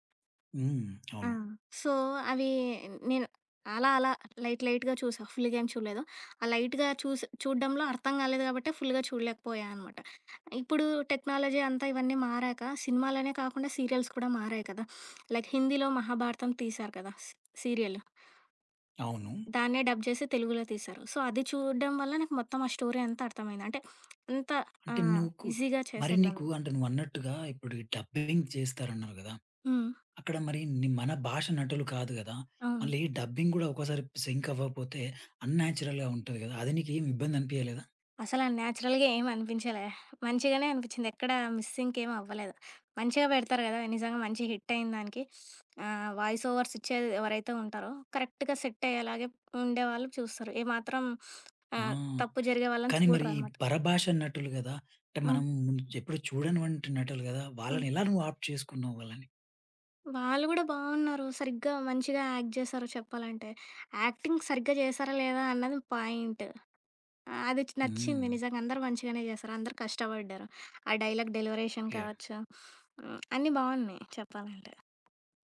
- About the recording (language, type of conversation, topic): Telugu, podcast, సినిమా రుచులు కాలంతో ఎలా మారాయి?
- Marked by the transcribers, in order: other background noise; in English: "సో"; in English: "లైట్ లైట్‌గా"; in English: "ఫుల్‌గా"; in English: "లైట్‌గా"; in English: "ఫుల్‌గా"; in English: "టెక్నాలజీ"; in English: "సీరియల్స్"; sniff; in English: "లైక్"; in English: "డబ్"; in English: "సో"; in English: "స్టోరీ"; in English: "ఈజీగా"; background speech; in English: "డబ్బింగ్"; in English: "డబ్బింగ్"; in English: "సింక్"; in English: "అన్‌నాచురల్‌గా"; in English: "నాచురల్‌గా"; in English: "మిస్ సింక్"; in English: "హిట్"; sniff; in English: "వాయిస్ ఓవర్స్"; in English: "కరెక్ట్‌గా సెట్"; sniff; tapping; in English: "ఆప్ట్"; in English: "యాక్ట్"; in English: "యాక్టింగ్"; in English: "డైలాగ్ డెలివరీషన్"; sniff